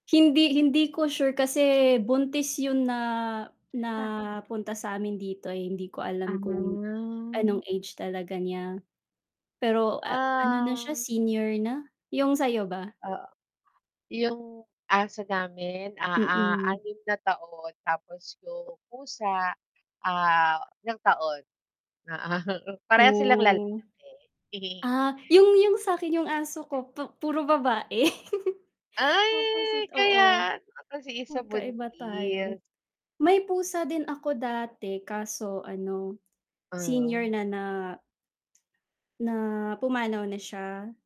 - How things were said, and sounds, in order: mechanical hum; distorted speech; static; laughing while speaking: "Oo"; giggle; giggle
- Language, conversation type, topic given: Filipino, unstructured, Ano ang nararamdaman mo kapag nakakakita ka ng hayop na inaabuso?